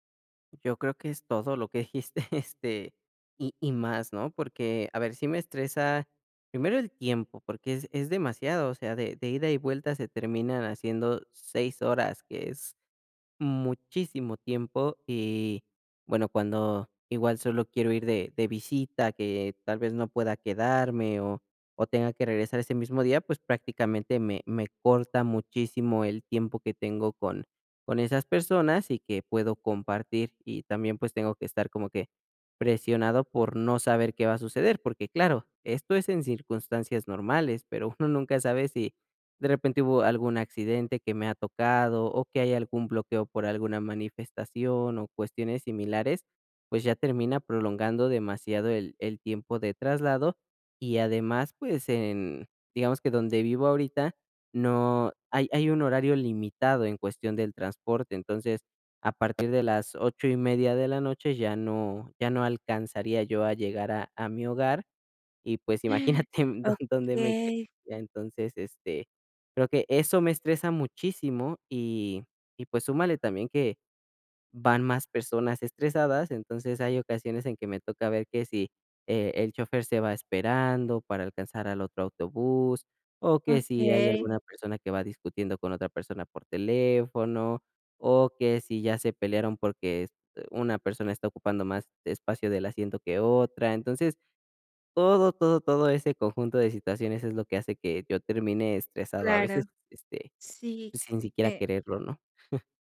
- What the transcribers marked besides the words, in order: chuckle; gasp; chuckle
- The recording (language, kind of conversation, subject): Spanish, advice, ¿Cómo puedo reducir el estrés durante los desplazamientos y las conexiones?